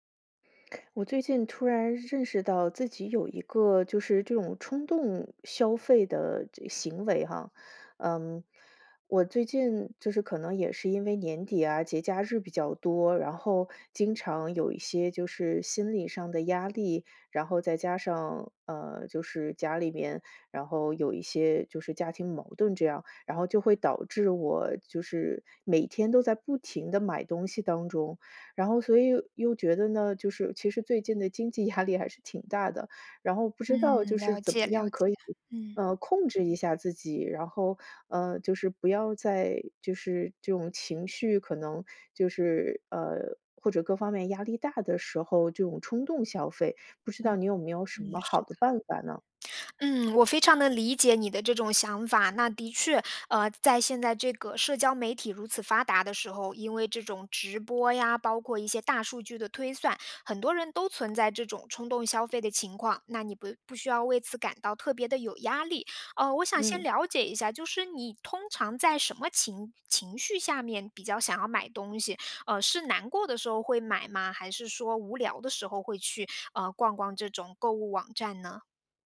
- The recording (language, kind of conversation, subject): Chinese, advice, 如何识别导致我因情绪波动而冲动购物的情绪触发点？
- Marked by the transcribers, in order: joyful: "压力"